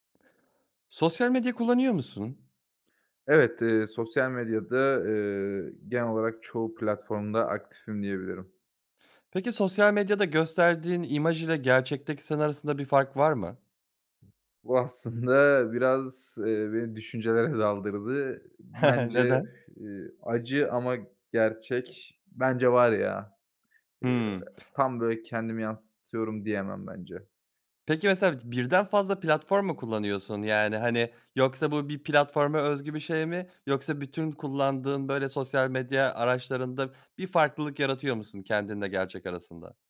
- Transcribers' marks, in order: other background noise; chuckle
- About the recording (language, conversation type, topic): Turkish, podcast, Sosyal medyada gösterdiğin imaj ile gerçekteki sen arasında fark var mı?